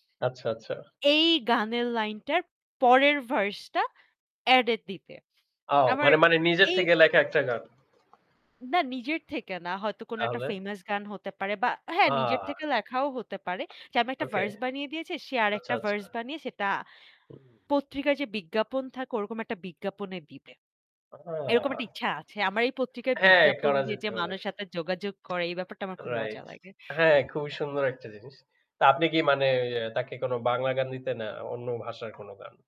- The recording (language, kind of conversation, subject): Bengali, unstructured, আপনার প্রিয় গানের ধরন কী, এবং কেন?
- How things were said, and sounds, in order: in English: "ভার্স"; in English: "অ্যাড"; static; tapping; distorted speech; other background noise